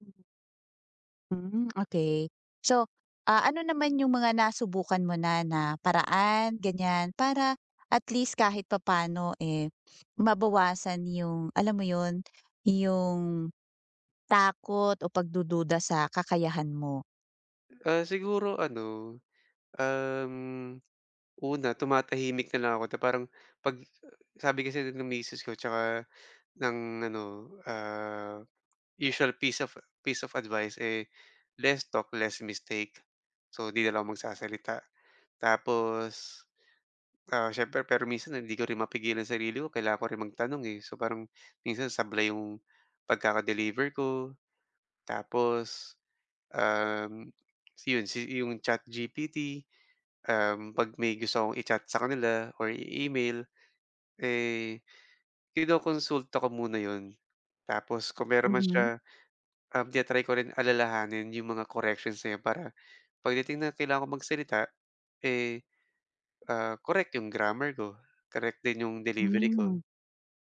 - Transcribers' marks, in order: tapping; other background noise; in English: "piece of advice"; in English: "less talk less mistake"
- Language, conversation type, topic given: Filipino, advice, Paano ko mapapanatili ang kumpiyansa sa sarili kahit hinuhusgahan ako ng iba?